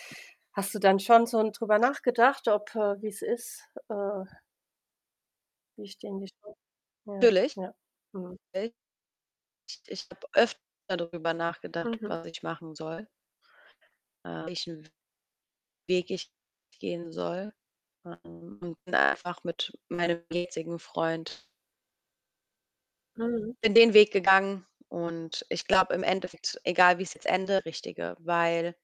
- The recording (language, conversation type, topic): German, unstructured, Was bedeutet Glück für dich persönlich?
- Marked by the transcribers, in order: static; distorted speech; unintelligible speech; unintelligible speech; unintelligible speech